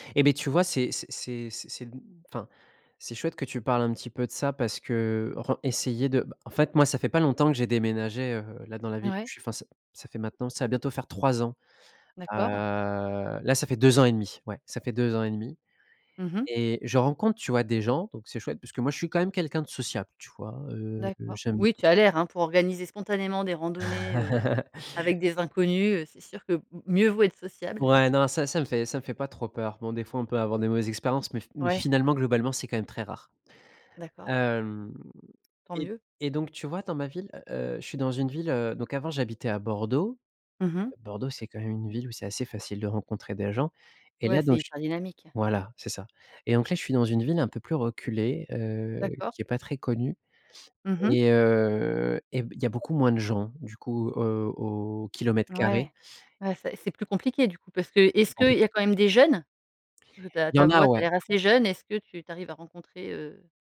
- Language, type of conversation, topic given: French, podcast, Comment fais-tu pour briser l’isolement quand tu te sens seul·e ?
- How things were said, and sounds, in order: drawn out: "Heu"; chuckle; other background noise